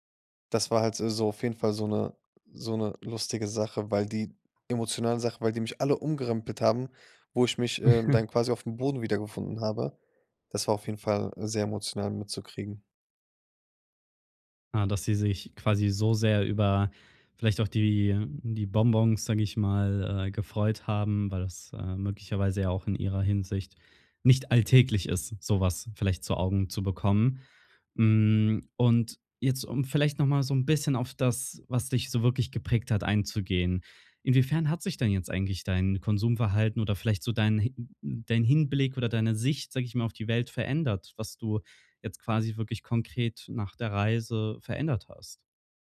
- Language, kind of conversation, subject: German, podcast, Was hat dir deine erste große Reise beigebracht?
- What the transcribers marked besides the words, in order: chuckle